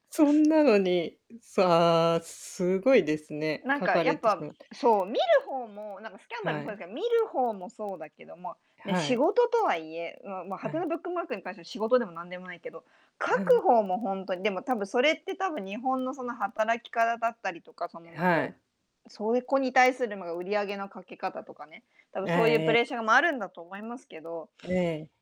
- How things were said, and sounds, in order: distorted speech
- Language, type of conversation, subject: Japanese, unstructured, 有名人のスキャンダル報道は必要だと思いますか？
- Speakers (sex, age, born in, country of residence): female, 35-39, Japan, Japan; female, 40-44, Japan, Japan